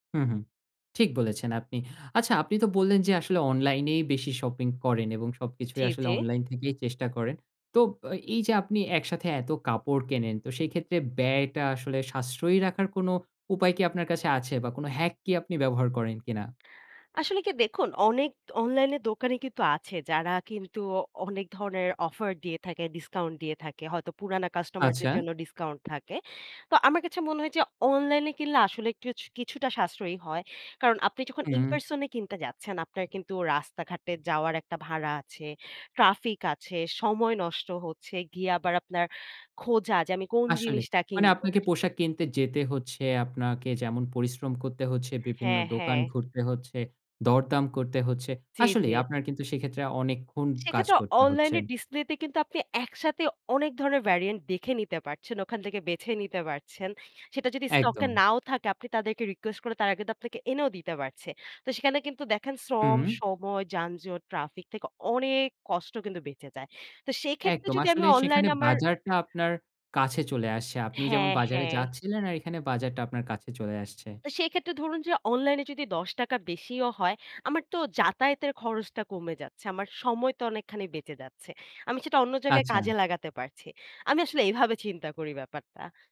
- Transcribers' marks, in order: "তো" said as "তোব"; in English: "হ্যাক"; in English: "ইনপার্সন"; in English: "ভেরিয়ান্ট"; stressed: "অনেক"; horn
- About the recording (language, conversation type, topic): Bengali, podcast, পোশাক দিয়ে আত্মবিশ্বাস বাড়ানোর উপায় কী?